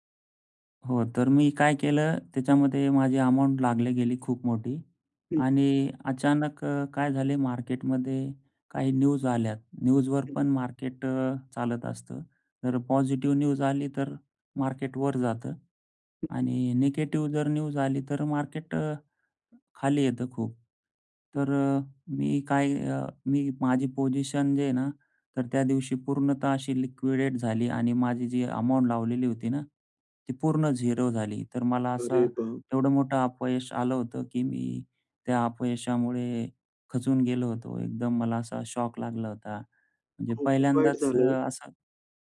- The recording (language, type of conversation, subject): Marathi, podcast, कामात अपयश आलं तर तुम्ही काय शिकता?
- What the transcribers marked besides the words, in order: in English: "न्यूज"; in English: "न्यूजवर"; in English: "न्यूज"; in English: "न्यूज"